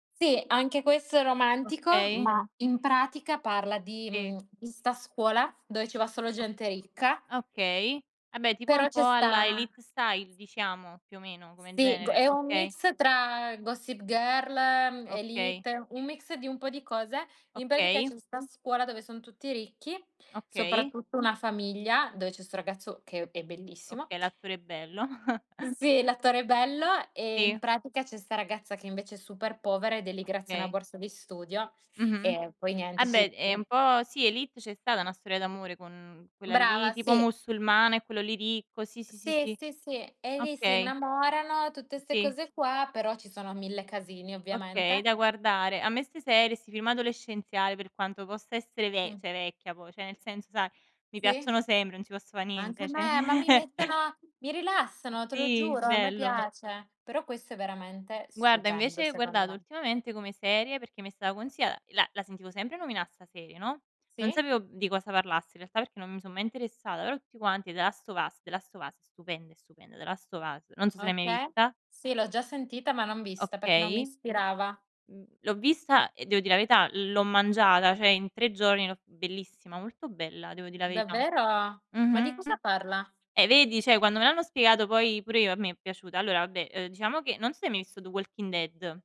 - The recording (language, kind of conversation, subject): Italian, unstructured, Qual è il film che ti ha fatto riflettere di più?
- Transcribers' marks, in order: tapping; other background noise; in English: "style"; chuckle; unintelligible speech; "musulmana" said as "mussulmana"; "cioè" said as "ceh"; "cioè" said as "ceh"; "cioè" said as "ceh"; giggle; "consigliata" said as "consigliada"; "interessata" said as "interessada"; "Okay" said as "oka"; "cioè" said as "ceh"; "vabbè" said as "abbè"